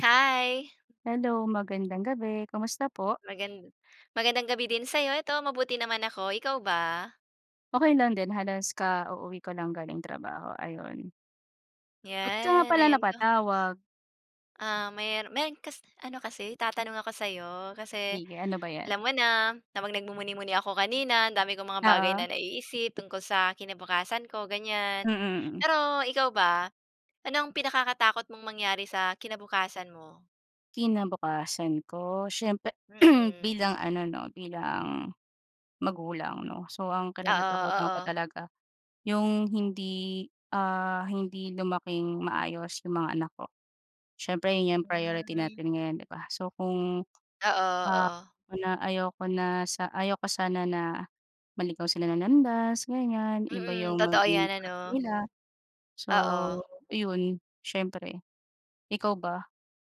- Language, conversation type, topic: Filipino, unstructured, Ano ang pinakakinatatakutan mong mangyari sa kinabukasan mo?
- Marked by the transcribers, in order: tapping; throat clearing